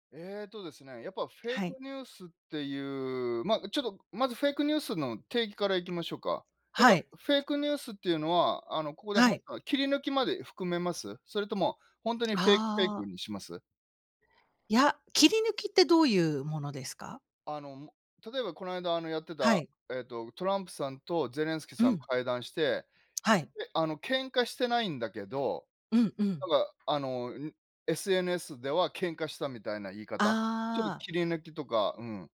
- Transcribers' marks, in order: other noise; tapping
- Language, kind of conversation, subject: Japanese, unstructured, ネット上の偽情報にどう対応すべきですか？